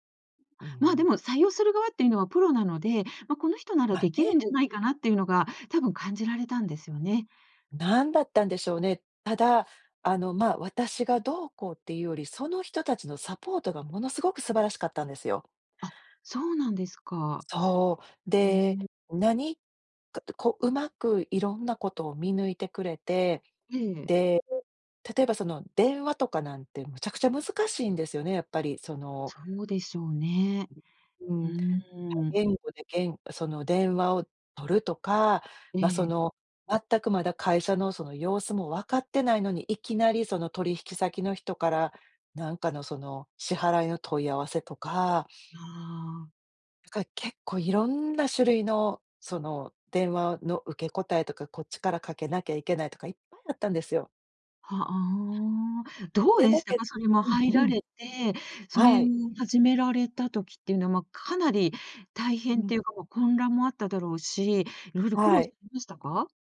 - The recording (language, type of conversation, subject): Japanese, podcast, 支えになった人やコミュニティはありますか？
- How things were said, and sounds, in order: other background noise; tapping